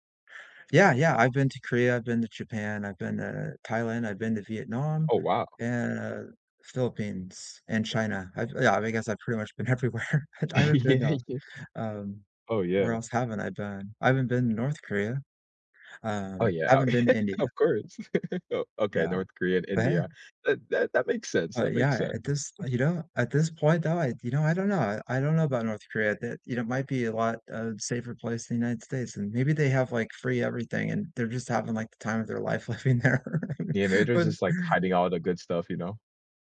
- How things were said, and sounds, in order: laughing while speaking: "been everywhere"; laughing while speaking: "Yeah, yeah"; chuckle; chuckle; tapping; laughing while speaking: "living there"
- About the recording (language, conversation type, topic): English, unstructured, What creative downtime helps you recharge, and how would you like to enjoy or share it together?
- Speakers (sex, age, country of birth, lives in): male, 20-24, United States, United States; male, 40-44, United States, United States